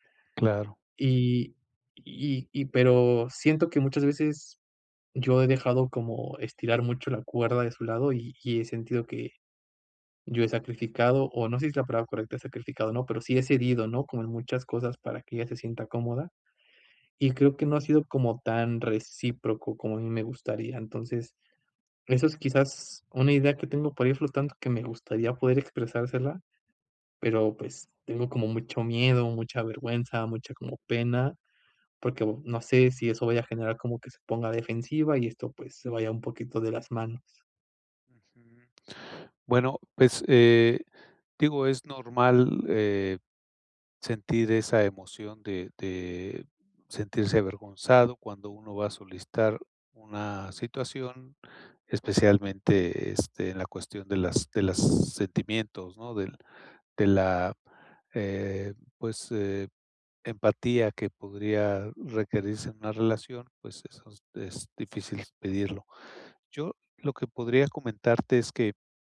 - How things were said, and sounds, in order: none
- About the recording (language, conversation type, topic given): Spanish, advice, ¿Cómo puedo comunicar lo que necesito sin sentir vergüenza?